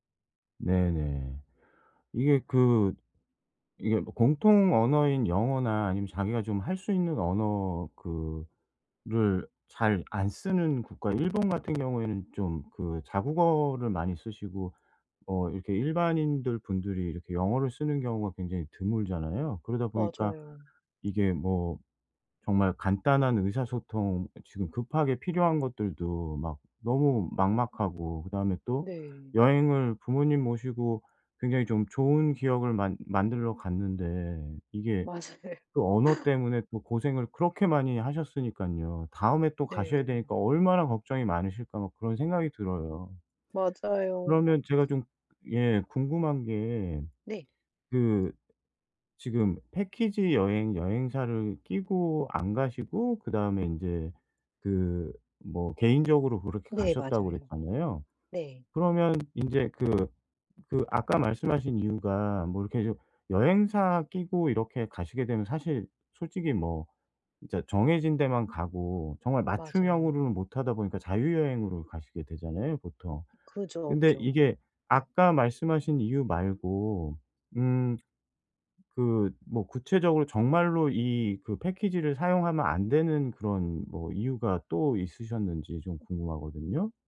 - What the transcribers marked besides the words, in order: other background noise; laughing while speaking: "맞아요"; tapping
- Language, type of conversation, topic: Korean, advice, 여행 중 언어 장벽 때문에 소통이 어려울 때는 어떻게 하면 좋을까요?